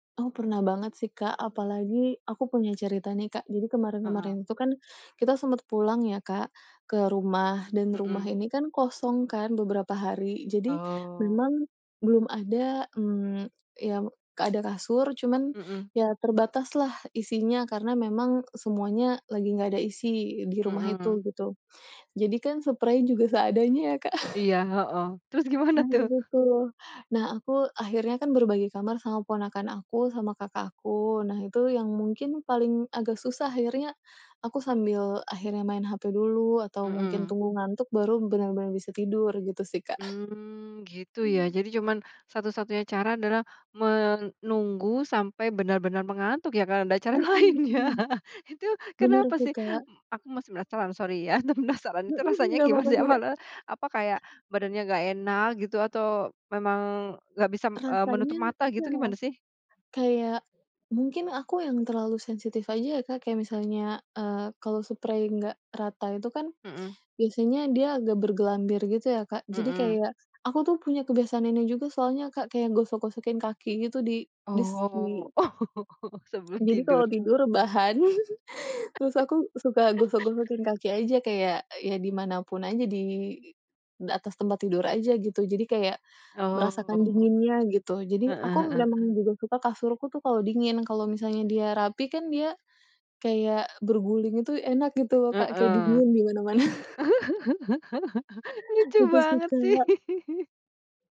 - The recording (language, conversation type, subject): Indonesian, podcast, Apakah ada ritual khusus sebelum tidur di rumah kalian yang selalu dilakukan?
- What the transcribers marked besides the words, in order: tapping; chuckle; laughing while speaking: "Terus gimana, tuh?"; chuckle; laughing while speaking: "ada cara lain, ya. Itu, kenapa sih?"; laughing while speaking: "Penasaran, itu rasanya gimana, sih? Apa la"; "bisa" said as "bisam"; laughing while speaking: "Oh, sebelum"; giggle; laugh; laugh; laughing while speaking: "mana-mana"; laughing while speaking: "Lucu banget, sih"; laugh